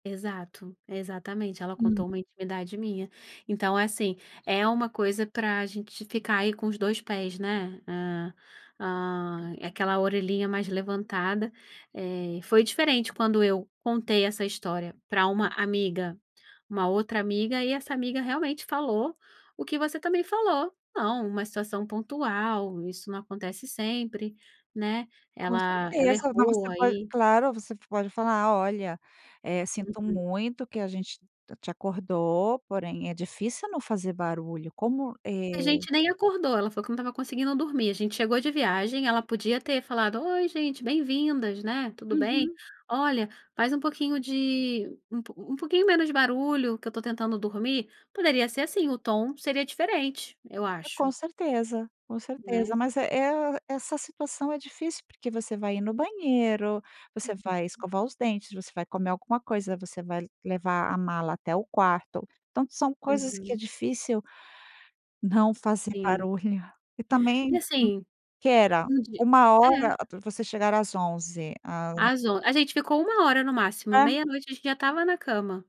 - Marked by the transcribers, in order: unintelligible speech
- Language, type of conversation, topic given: Portuguese, podcast, Que papel os amigos e a família têm nas suas mudanças?